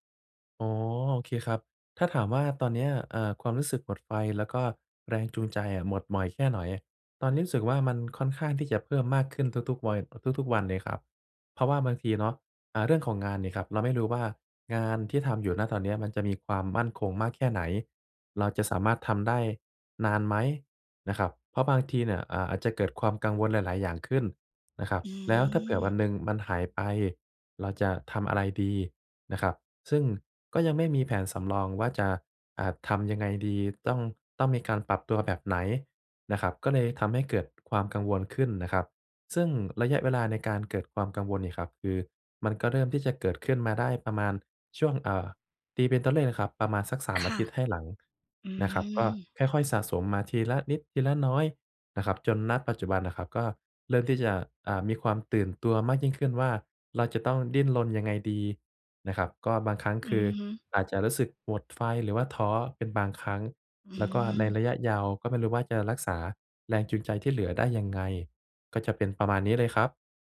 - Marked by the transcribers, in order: "แค่ไหน" said as "หนอย"
- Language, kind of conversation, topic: Thai, advice, ทำอย่างไรจึงจะรักษาแรงจูงใจและไม่หมดไฟในระยะยาว?